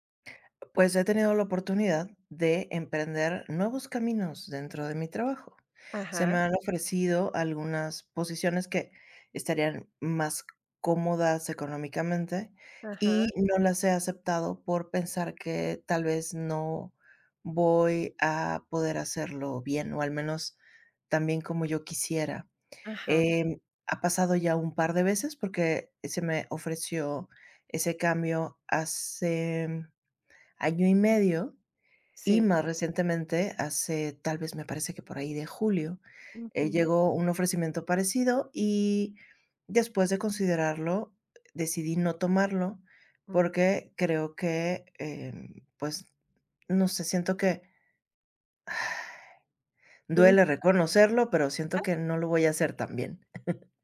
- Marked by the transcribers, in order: tapping; sigh; chuckle
- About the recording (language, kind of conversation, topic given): Spanish, advice, ¿Cómo puedo manejar mi autocrítica constante para atreverme a intentar cosas nuevas?
- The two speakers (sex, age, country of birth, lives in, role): female, 45-49, Mexico, Mexico, user; female, 50-54, Mexico, Mexico, advisor